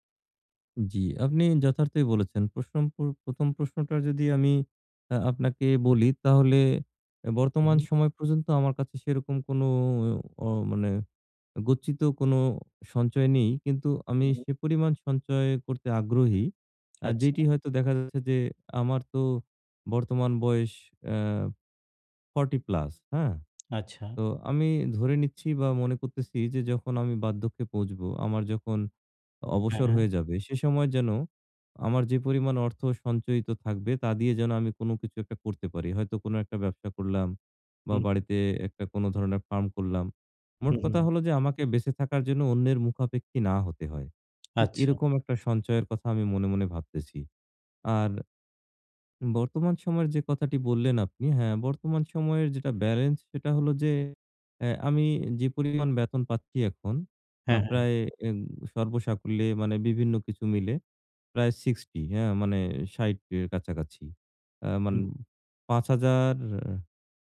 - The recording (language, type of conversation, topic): Bengali, advice, স্বল্পমেয়াদী আনন্দ বনাম দীর্ঘমেয়াদি সঞ্চয়
- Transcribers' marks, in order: none